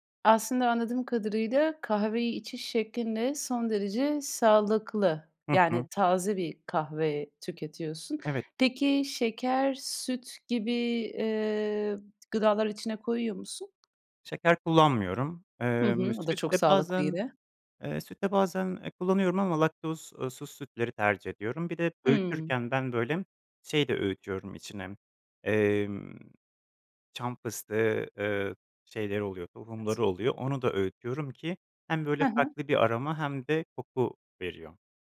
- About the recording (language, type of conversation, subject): Turkish, podcast, Sınav kaygısıyla başa çıkmak için genelde ne yaparsın?
- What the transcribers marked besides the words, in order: other background noise; tapping; unintelligible speech